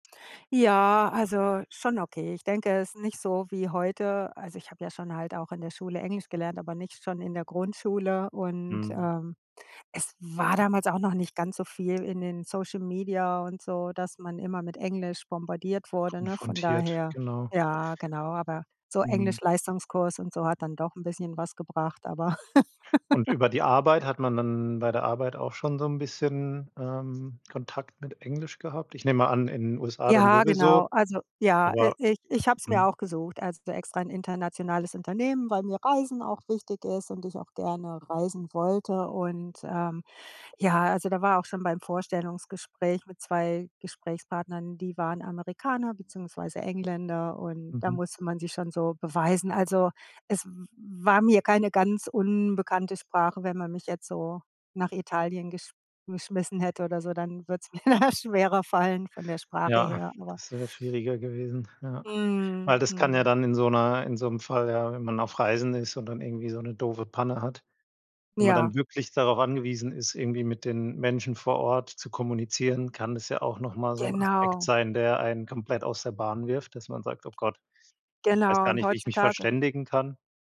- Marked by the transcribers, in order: stressed: "war"; laugh; other background noise; laughing while speaking: "da schwerer"
- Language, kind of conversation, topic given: German, podcast, Welche Reisepanne ist dir in Erinnerung geblieben?